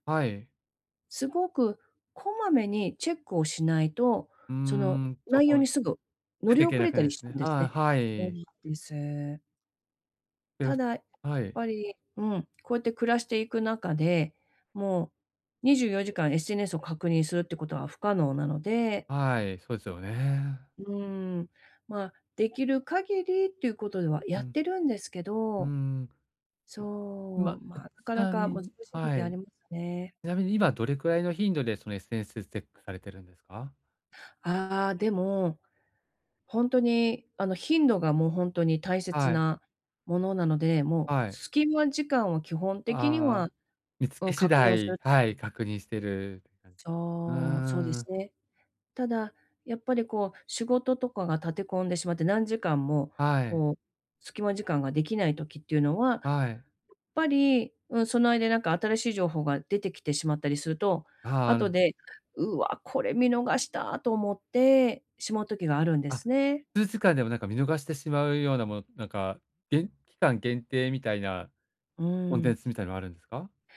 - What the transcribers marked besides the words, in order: other background noise; "SNS" said as "エスエンス"; other noise
- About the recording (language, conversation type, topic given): Japanese, advice, 時間不足で趣味に手が回らない
- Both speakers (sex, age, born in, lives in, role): female, 50-54, Japan, United States, user; male, 45-49, Japan, Japan, advisor